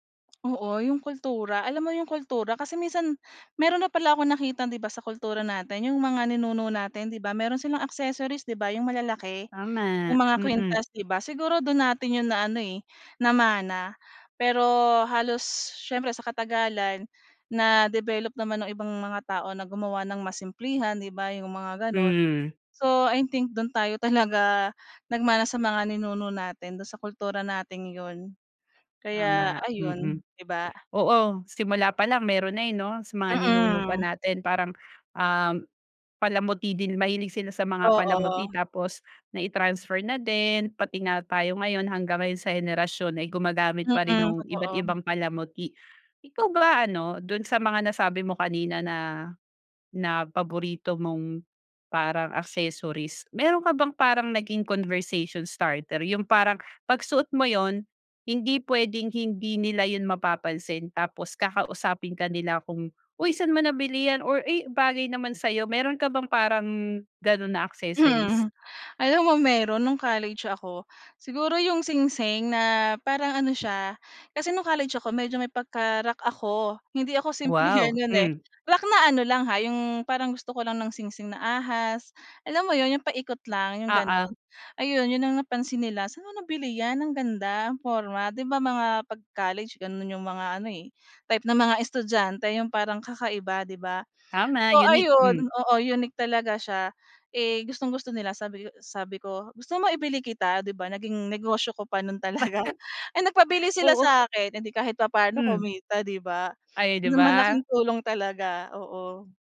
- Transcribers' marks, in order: tapping; other background noise; chuckle
- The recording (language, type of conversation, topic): Filipino, podcast, Paano nakakatulong ang mga palamuti para maging mas makahulugan ang estilo mo kahit simple lang ang damit?
- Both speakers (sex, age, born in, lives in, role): female, 35-39, Philippines, Finland, host; female, 40-44, Philippines, Philippines, guest